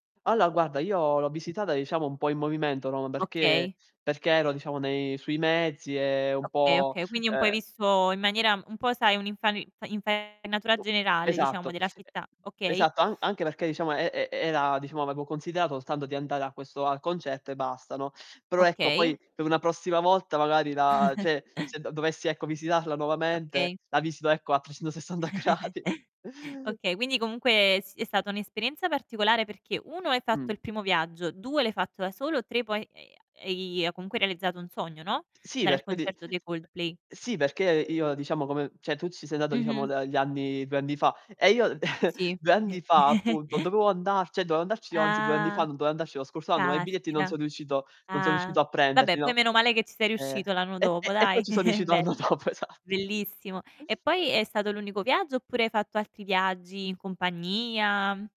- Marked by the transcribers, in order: "Allora" said as "alloa"; distorted speech; tapping; teeth sucking; chuckle; "cioè" said as "ceh"; laughing while speaking: "trecento sessanta gradi"; chuckle; "cioè" said as "ceh"; chuckle; "cioè" said as "ceh"; chuckle; drawn out: "Ah!"; chuckle; laughing while speaking: "anno dopo, esatto"; other background noise
- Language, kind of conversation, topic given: Italian, unstructured, Qual è il viaggio più bello che hai fatto finora?